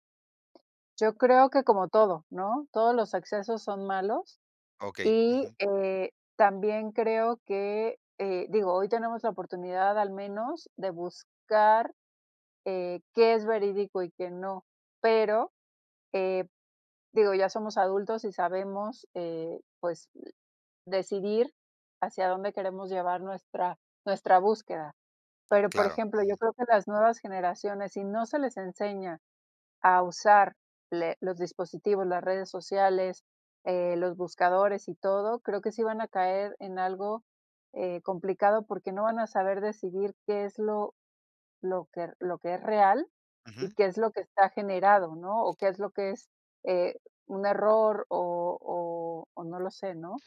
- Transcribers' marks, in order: tapping; other background noise
- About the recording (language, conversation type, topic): Spanish, podcast, ¿Cómo afecta el exceso de información a nuestras decisiones?